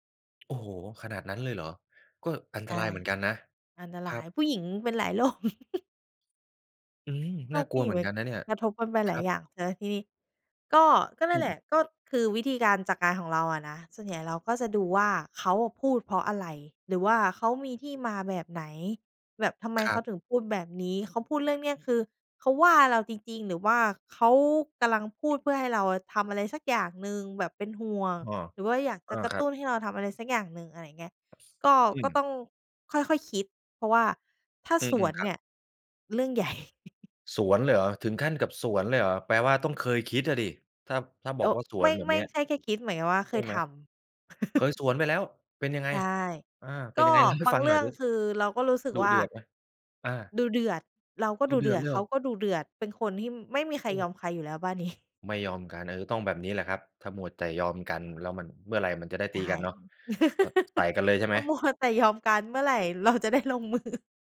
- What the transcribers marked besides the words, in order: tsk; chuckle; other background noise; other noise; laughing while speaking: "ใหญ่"; chuckle; surprised: "เคยสวนไปแล้ว เป็นยังไง ?"; laugh; laughing while speaking: "นี้"; laugh; laughing while speaking: "ถ้ามัว"; laughing while speaking: "จะได้ลงมือ"
- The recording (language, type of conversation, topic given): Thai, podcast, คุณรับมือกับคำวิจารณ์จากญาติอย่างไร?